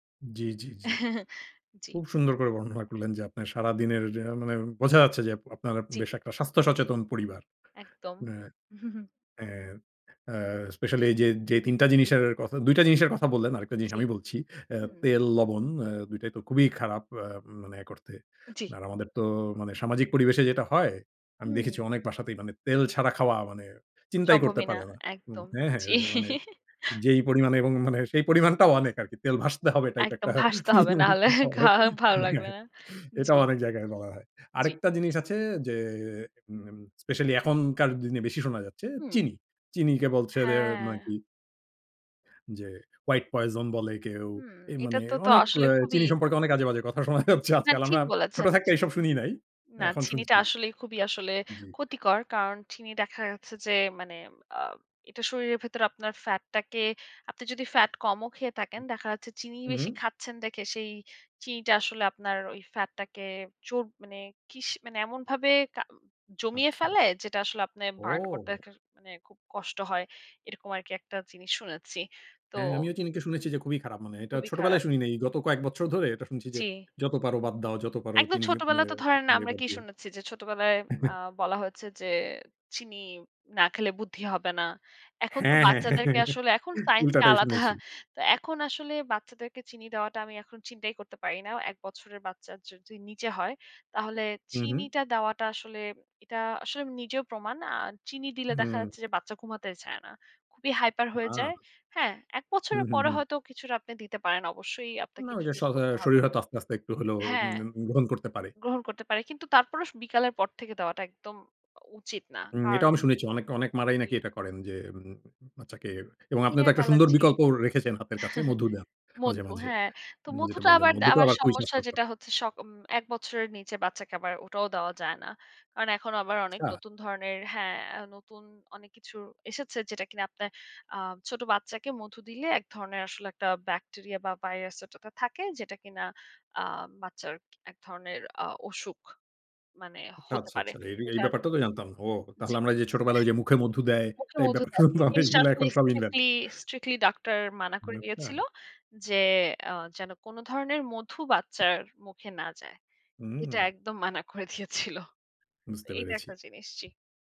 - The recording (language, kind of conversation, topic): Bengali, podcast, পরিবারের জন্য স্বাস্থ্যকর খাবার কীভাবে সাজাবেন?
- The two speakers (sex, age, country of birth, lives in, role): female, 25-29, Bangladesh, United States, guest; male, 40-44, Bangladesh, Finland, host
- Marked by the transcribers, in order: chuckle; chuckle; laughing while speaking: "জ্বী"; chuckle; laughing while speaking: "তেল ভাসতে হবে টাইপ একটা"; laughing while speaking: "না হলে খাওয়া ভালো লাগবে না"; giggle; sniff; in English: "white poison"; laughing while speaking: "শোনা যাচ্ছে আজকাল"; chuckle; laughing while speaking: "হ্যাঁ, হ্যাঁ। উল্টাটাই শুনেছি"; laughing while speaking: "আলাদা"; in English: "হাইপার"; in English: "ইন্ট্রোডিউস"; tapping; chuckle; laughing while speaking: "ব্যাপারটা জানতাম এগুলা এখন সব invalid"; in English: "invalid"; chuckle